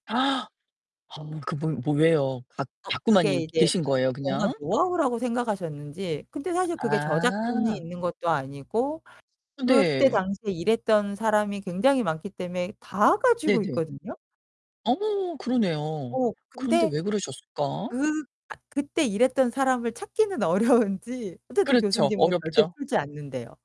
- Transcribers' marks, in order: gasp; other background noise; distorted speech; laughing while speaking: "어려운지"
- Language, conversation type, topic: Korean, podcast, 예상치 못한 만남이 인생을 바꾼 경험이 있으신가요?